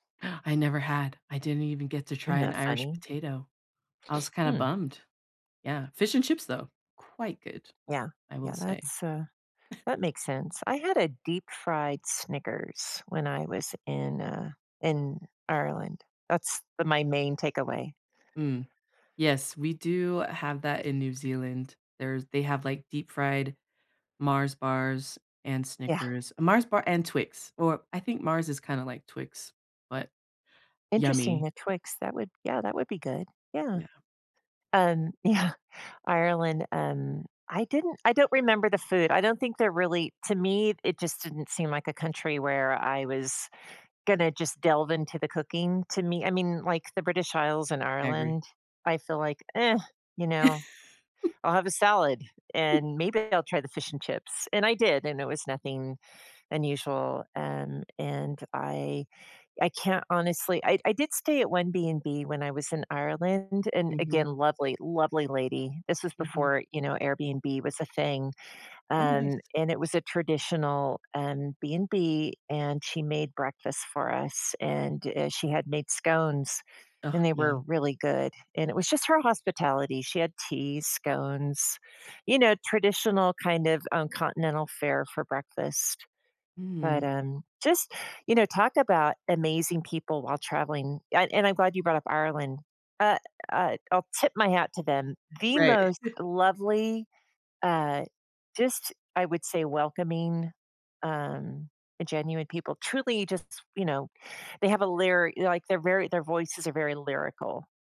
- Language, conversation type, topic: English, unstructured, How can I meet someone amazing while traveling?
- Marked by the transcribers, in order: gasp; sniff; other background noise; laughing while speaking: "yeah"; chuckle; chuckle; chuckle